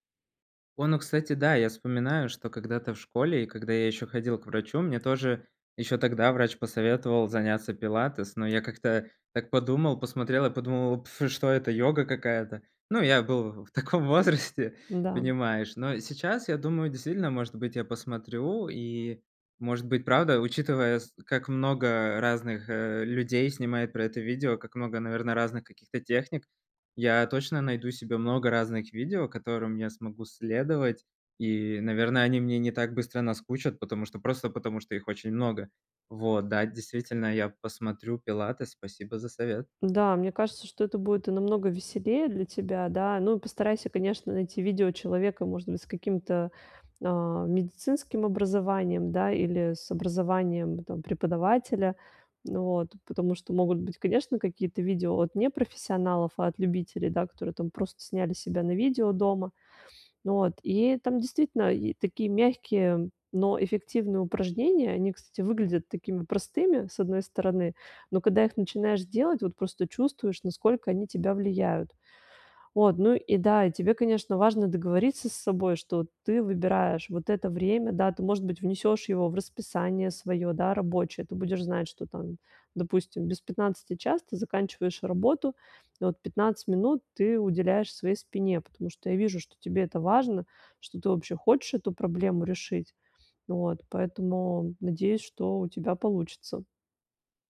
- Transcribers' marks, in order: laughing while speaking: "в таком возрасте"
- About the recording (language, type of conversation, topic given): Russian, advice, Как выработать долгосрочную привычку регулярно заниматься физическими упражнениями?